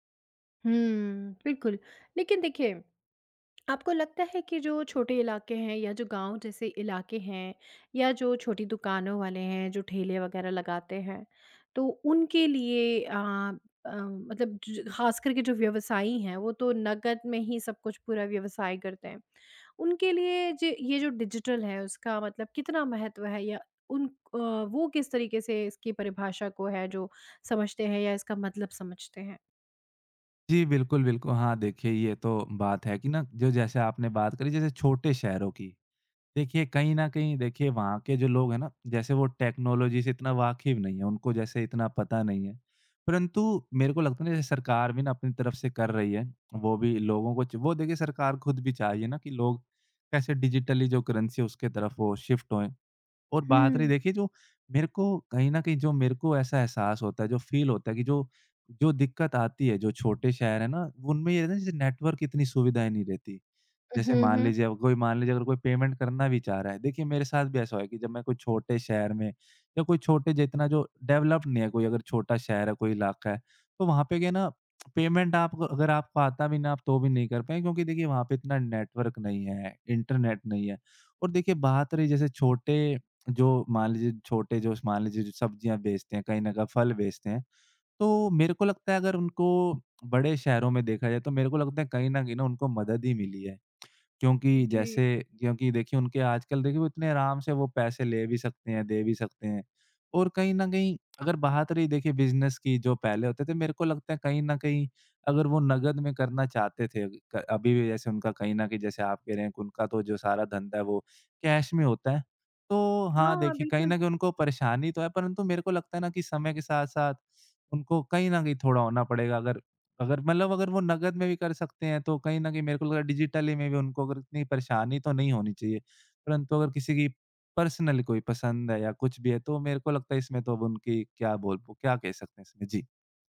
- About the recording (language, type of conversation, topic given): Hindi, podcast, भविष्य में डिजिटल पैसे और नकदी में से किसे ज़्यादा तरजीह मिलेगी?
- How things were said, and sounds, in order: in English: "डिजिटल"; in English: "टेक्नोलॉजी"; in English: "डिजिटली"; in English: "करेंसी"; in English: "शिफ्ट"; in English: "फ़ील"; in English: "नेटवर्क"; in English: "पेमेंट"; in English: "डेवलप"; lip smack; in English: "पेमेंट"; in English: "नेटवर्क"; tongue click; in English: "बिज़नस"; in English: "कैश"; in English: "डिजिटली"; in English: "पर्सनल"